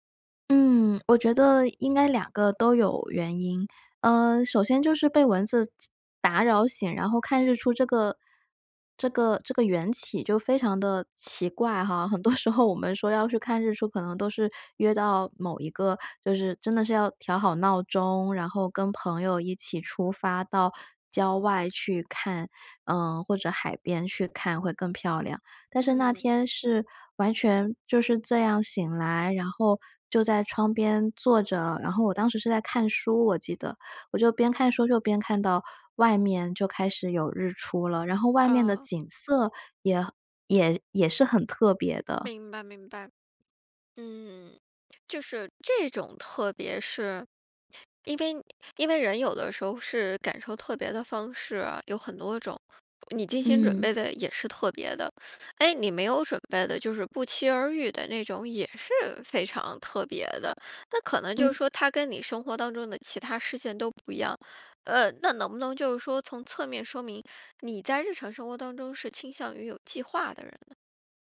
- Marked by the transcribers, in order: laughing while speaking: "很多时候"
- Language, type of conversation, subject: Chinese, podcast, 哪一次你独自去看日出或日落的经历让你至今记忆深刻？